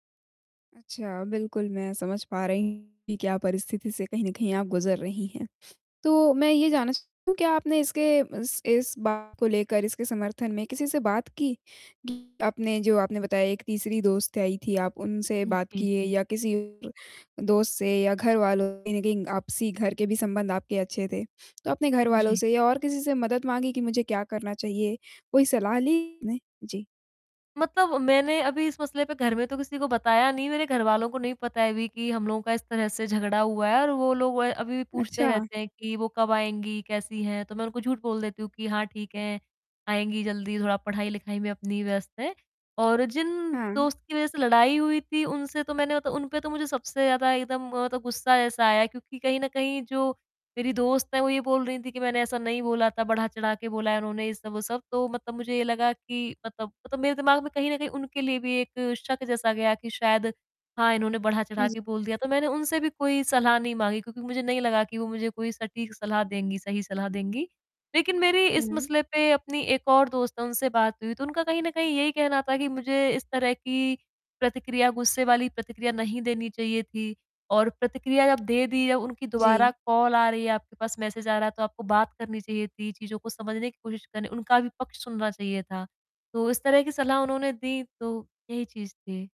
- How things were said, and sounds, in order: distorted speech; other background noise; tapping; in English: "कॉल"
- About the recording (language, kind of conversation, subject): Hindi, advice, टूटे रिश्ते के बाद मैं खुद को कैसे स्वीकार करूँ और अपनी आत्म-देखभाल कैसे करूँ?